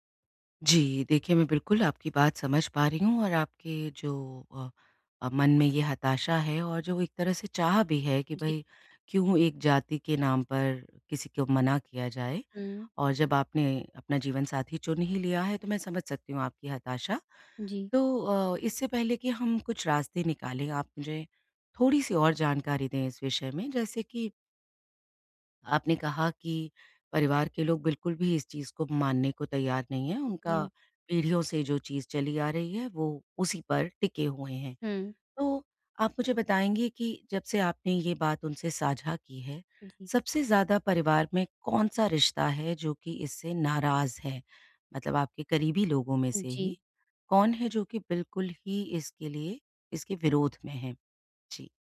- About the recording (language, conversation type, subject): Hindi, advice, पीढ़ियों से चले आ रहे पारिवारिक संघर्ष से कैसे निपटें?
- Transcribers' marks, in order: none